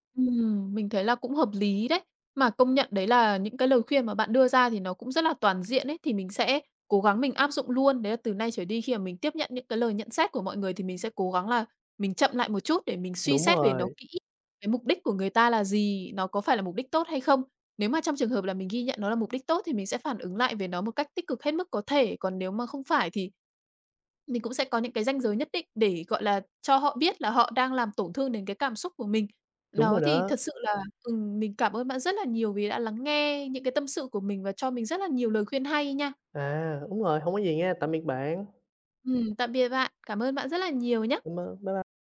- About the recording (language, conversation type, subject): Vietnamese, advice, Làm sao để tiếp nhận lời chỉ trích mà không phản ứng quá mạnh?
- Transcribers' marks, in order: tapping